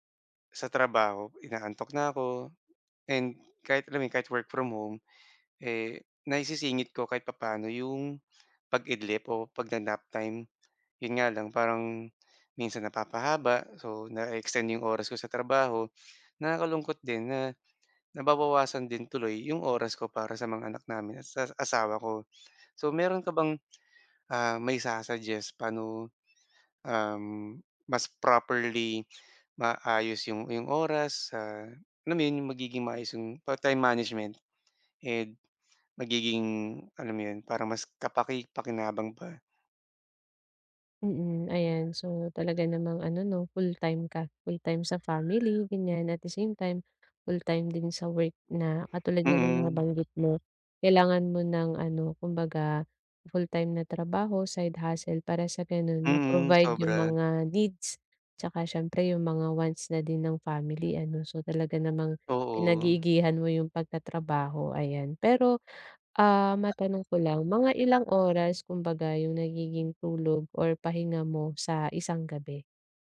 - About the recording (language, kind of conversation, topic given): Filipino, advice, Kailangan ko bang magpahinga muna o humingi ng tulong sa propesyonal?
- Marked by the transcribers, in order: other background noise; tapping; gasp